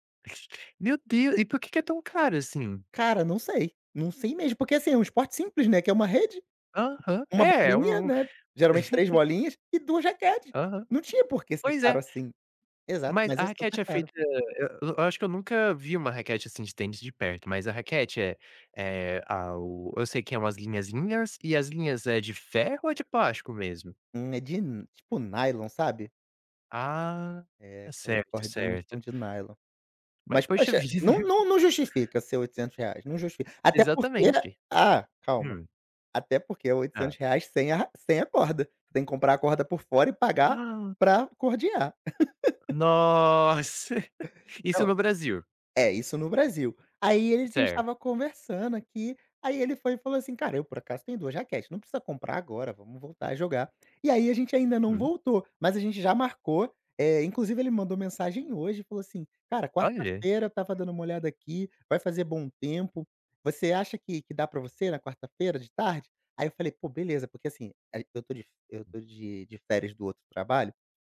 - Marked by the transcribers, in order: other noise; surprised: "Meu Deu"; tapping; chuckle; laughing while speaking: "vida"; other background noise; surprised: "Ah!"; laugh; drawn out: "Nossa!"; chuckle
- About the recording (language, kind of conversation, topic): Portuguese, podcast, Como você redescobriu um hobby que tinha abandonado?